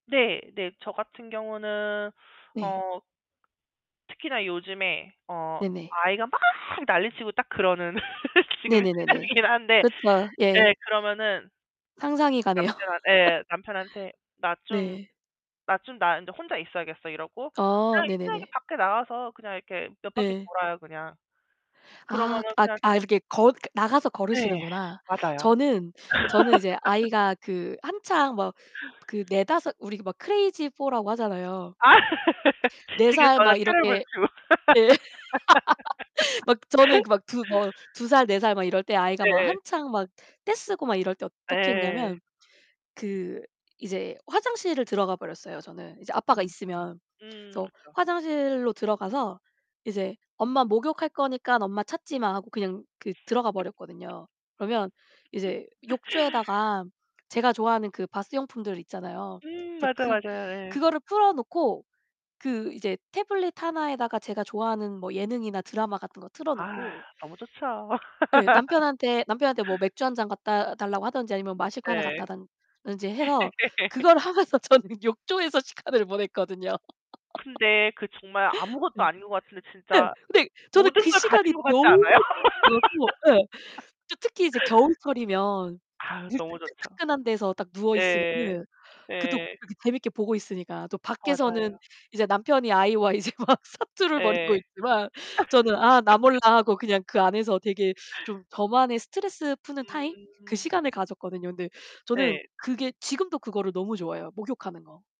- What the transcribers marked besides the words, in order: tapping; other background noise; laugh; distorted speech; laughing while speaking: "가네요"; laugh; unintelligible speech; laugh; in English: "크레이지 포라고"; laugh; unintelligible speech; laugh; laugh; laugh; laugh; laugh; laughing while speaking: "저는 욕조에서 시간을 보냈거든요"; laugh; unintelligible speech; laugh; laughing while speaking: "막 사투를 벌이고 있지만"; laugh
- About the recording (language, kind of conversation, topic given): Korean, unstructured, 일상 속에서 나를 행복하게 만드는 작은 순간은 무엇인가요?